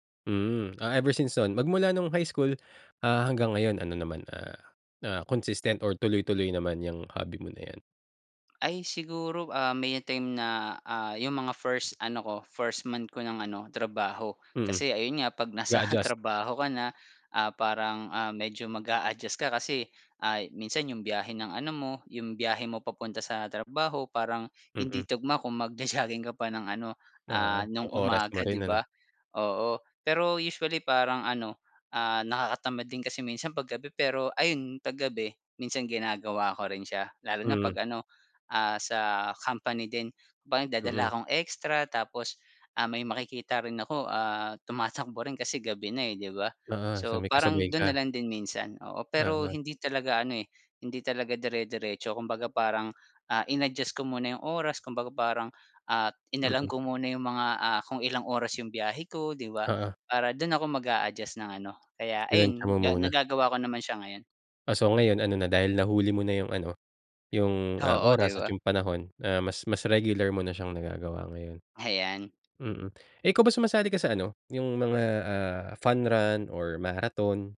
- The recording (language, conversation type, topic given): Filipino, podcast, Maaari mo bang ibahagi ang isang nakakatawa o nakakahiya mong kuwento tungkol sa hilig mo?
- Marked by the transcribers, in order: laughing while speaking: "mag-ja-jogging"